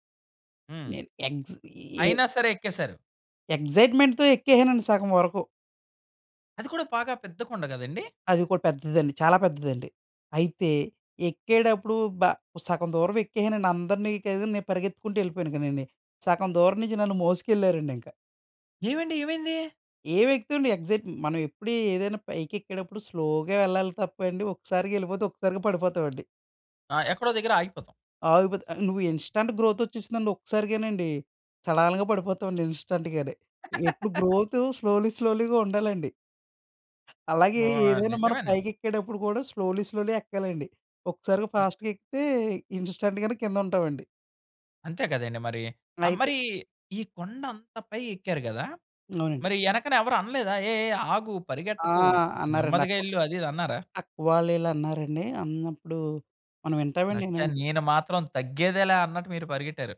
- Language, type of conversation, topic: Telugu, podcast, దగ్గర్లోని కొండ ఎక్కిన అనుభవాన్ని మీరు ఎలా వివరించగలరు?
- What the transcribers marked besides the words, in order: other background noise; in English: "ఎక్సైట్మెంట్‌తో"; in English: "స్లోగా"; giggle; in English: "ఇన్‌స్టంట్ గ్రోత్"; in English: "ఇన్‌స్టంట్‌గానే"; laugh; in English: "గ్రోత్ స్లోలీ స్లోలీగా"; in English: "స్లోలీ స్లోలీ"; in English: "ఫాస్ట్‌గా"; in English: "ఇన్‌స్టంట్‌గానే"; tapping